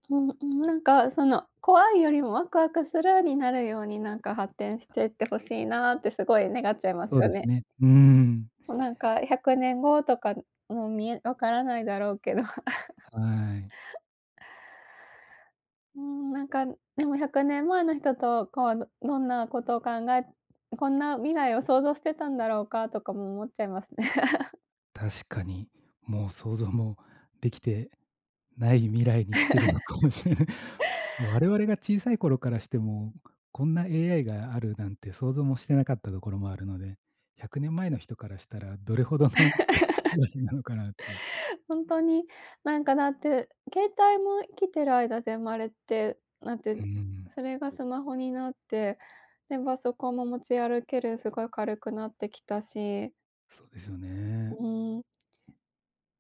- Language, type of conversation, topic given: Japanese, unstructured, 最近、科学について知って驚いたことはありますか？
- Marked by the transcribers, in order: tapping; laughing while speaking: "だろうけど"; chuckle; other background noise; laughing while speaking: "思っちゃいますね"; chuckle; laughing while speaking: "のかもしれない"; laugh; laughing while speaking: "どれほどの"; laugh; unintelligible speech